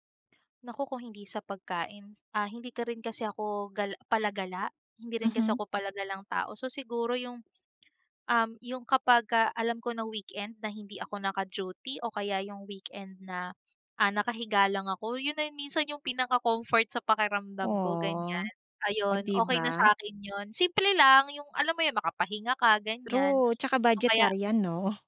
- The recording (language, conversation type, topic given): Filipino, podcast, Ano ang pagkaing pampalubag-loob mo na laging nagpapakalma sa’yo, at bakit?
- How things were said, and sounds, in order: none